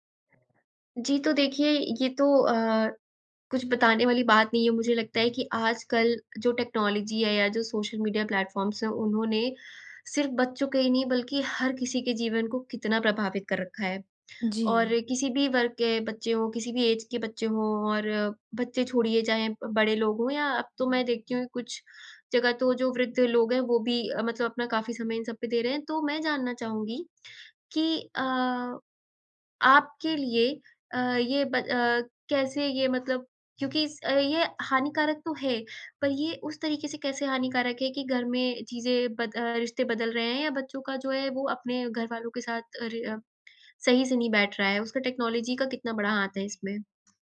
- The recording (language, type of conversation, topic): Hindi, podcast, आज के बच्चे तकनीक के ज़रिए रिश्तों को कैसे देखते हैं, और आपका क्या अनुभव है?
- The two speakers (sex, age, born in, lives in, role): female, 20-24, India, India, guest; female, 20-24, India, India, host
- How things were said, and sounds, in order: other background noise; in English: "टेक्नोलॉजी"; in English: "प्लेटफॉर्म्स"; in English: "एज"; in English: "टेक्नॉलॉजी"